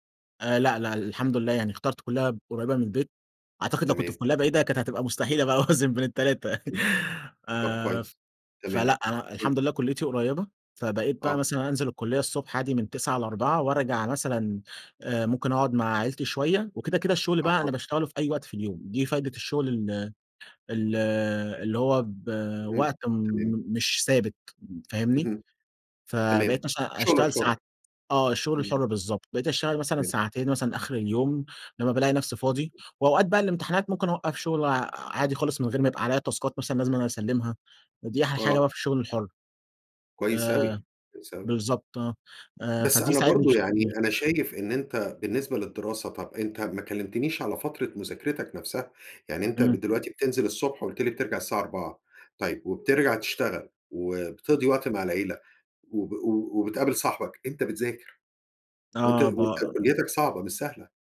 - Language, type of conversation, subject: Arabic, podcast, إزاي بتوازن بين الشغل والوقت مع العيلة؟
- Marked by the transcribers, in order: laugh; unintelligible speech; unintelligible speech; tapping; in English: "تاسكات"